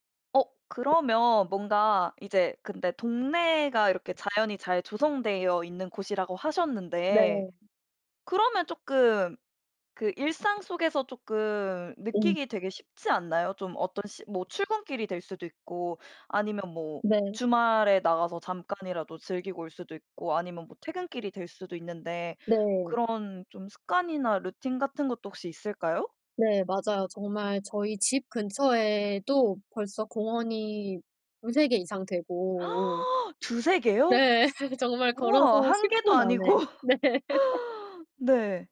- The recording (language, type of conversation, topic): Korean, podcast, 요즘 도시 생활 속에서 자연을 어떻게 느끼고 계신가요?
- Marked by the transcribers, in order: tapping; other background noise; gasp; laugh; laughing while speaking: "아니고"; laughing while speaking: "네"; laugh